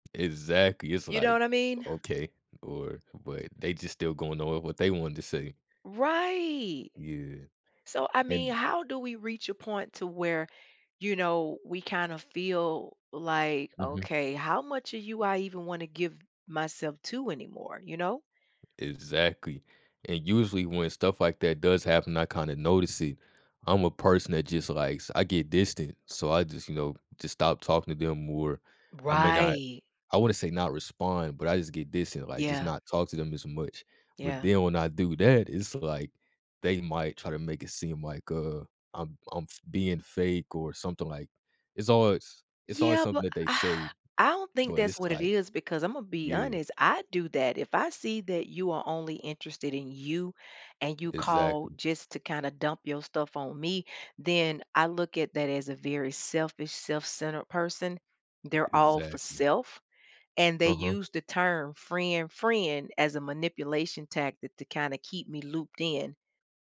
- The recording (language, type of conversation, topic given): English, unstructured, How do you handle friendships that feel one-sided or transactional?
- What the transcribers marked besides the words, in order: tapping; sigh